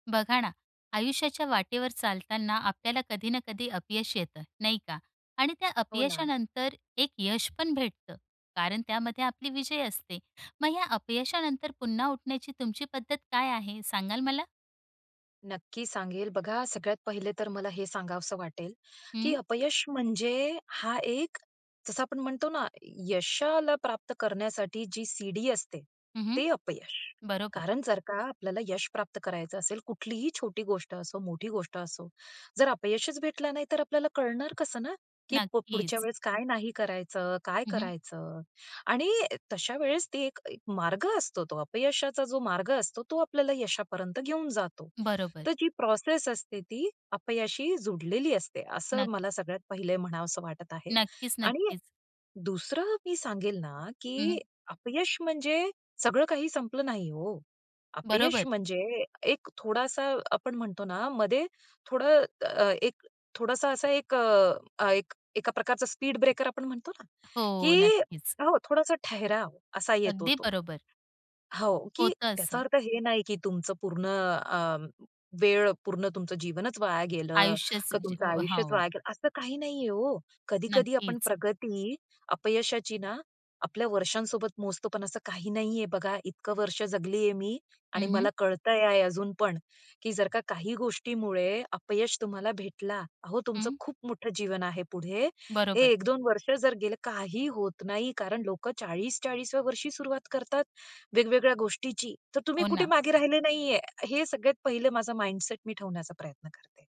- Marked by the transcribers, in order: other background noise; in English: "प्रोसेस"; in English: "स्पीड ब्रेकर"; in English: "माइंडसेट"
- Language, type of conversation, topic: Marathi, podcast, अपयशानंतर पुन्हा उभं राहण्यासाठी तुम्ही काय करता?